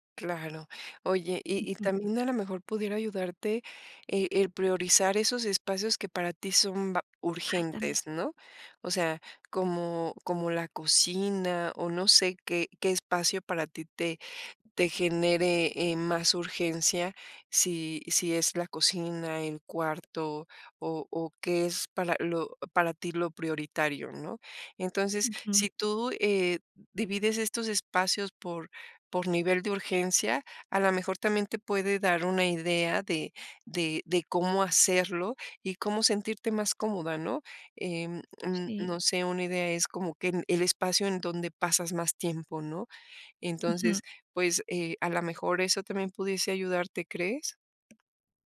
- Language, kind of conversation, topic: Spanish, advice, ¿Cómo puedo dejar de sentirme abrumado por tareas pendientes que nunca termino?
- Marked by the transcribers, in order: other background noise; tapping